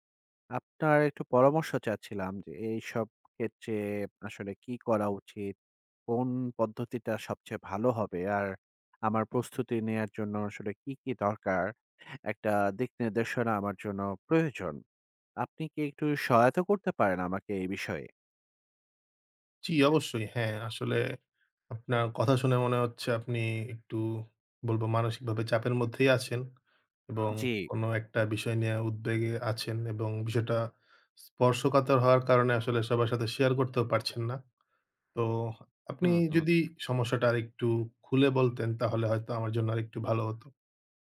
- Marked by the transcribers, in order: other background noise
- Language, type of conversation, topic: Bengali, advice, সামাজিক উদ্বেগের কারণে গ্রুপ ইভেন্টে যোগ দিতে আপনার ভয় লাগে কেন?